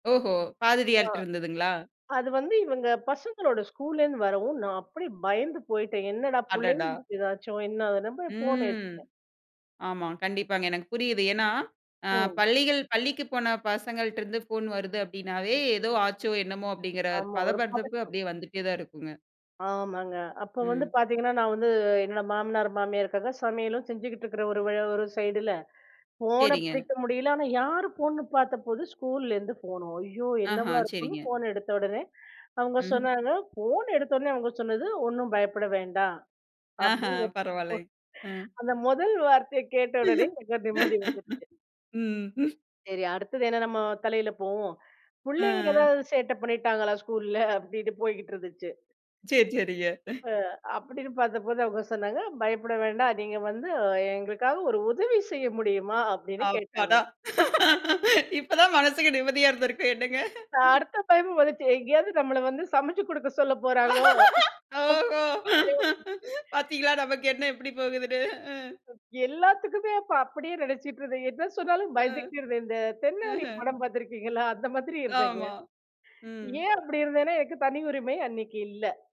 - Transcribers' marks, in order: drawn out: "ம்"; other noise; unintelligible speech; laughing while speaking: "அந்த முதல் வார்த்தைய கேட்ட உடனே எனக்குலா நிம்மதி வந்துருச்சு"; laugh; laughing while speaking: "புள்ளைங்க ஏதாவது சேட்டை பண்ணிட்டாங்களா ஸ்கூல்ல? அப்படின்னு போய்கிட்டு இருந்துச்சு"; drawn out: "ஆ"; laughing while speaking: "சரி, சரிங்க"; laughing while speaking: "இப்ப தான் மனசுக்கு நிம்மதியா இருந்திருக்கும், என்னங்க?"; laughing while speaking: "அடுத்த பயம் வந்துச்சு. எங்கேயாவது நம்மள வந்து சமைச்சு கொடுக்க சொல்லப் போறாங்களோ?"; snort; laughing while speaking: "ஓஹோ!பாத்தீங்களா நமக்கு எண்ணம் எப்படி போகுதுன்னு? அ"; unintelligible speech
- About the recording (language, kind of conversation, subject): Tamil, podcast, தனியுரிமை பற்றி நீங்கள் எப்படி நினைக்கிறீர்கள்?